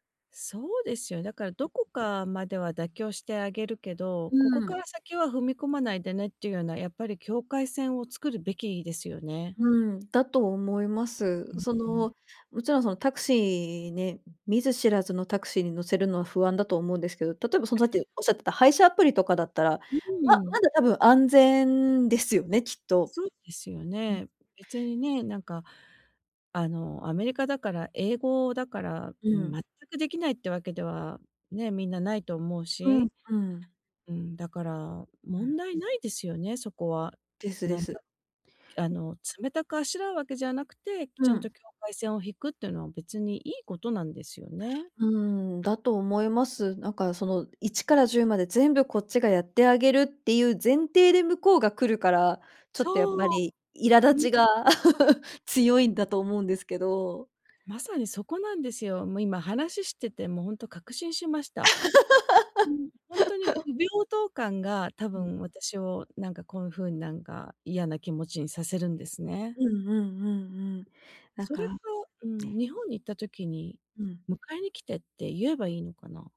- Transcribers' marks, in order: tapping; laugh; laugh
- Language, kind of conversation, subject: Japanese, advice, 家族の集まりで断りづらい頼みを断るには、どうすればよいですか？